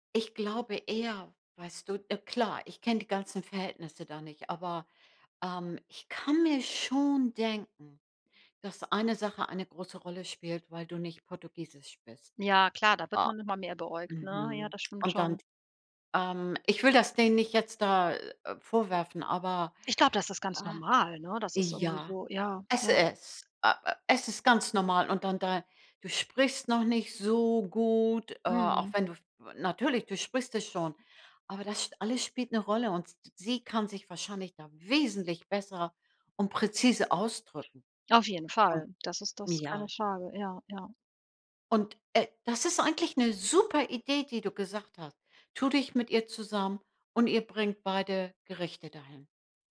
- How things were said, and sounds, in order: stressed: "so gut"; stressed: "wesentlich"; other background noise; other noise
- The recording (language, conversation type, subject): German, advice, Wie kann ich bei Einladungen gesunde Entscheidungen treffen, ohne unhöflich zu wirken?